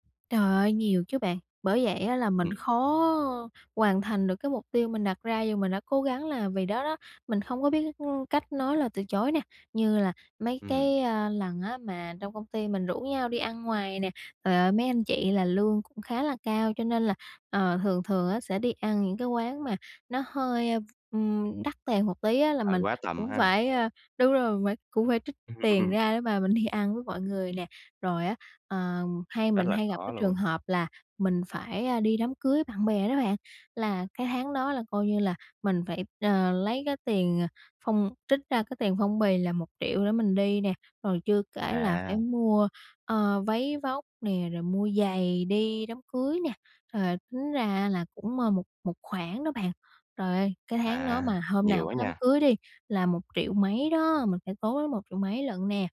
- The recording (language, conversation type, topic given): Vietnamese, advice, Làm sao để bám sát ngân sách chi tiêu hằng tháng khi tôi đã cố gắng mà vẫn không giữ được?
- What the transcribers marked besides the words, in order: laugh